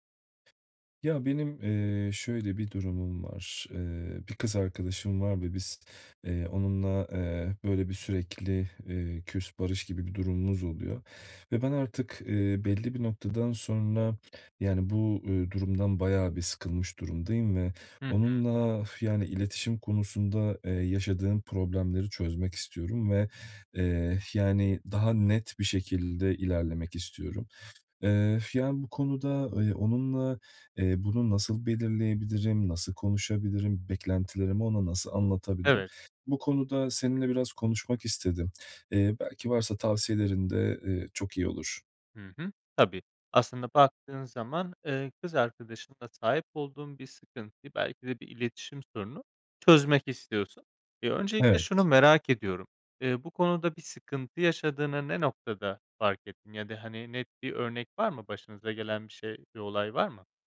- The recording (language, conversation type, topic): Turkish, advice, Yeni tanıştığım biriyle iletişim beklentilerimi nasıl net bir şekilde konuşabilirim?
- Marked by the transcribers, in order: other background noise; exhale; exhale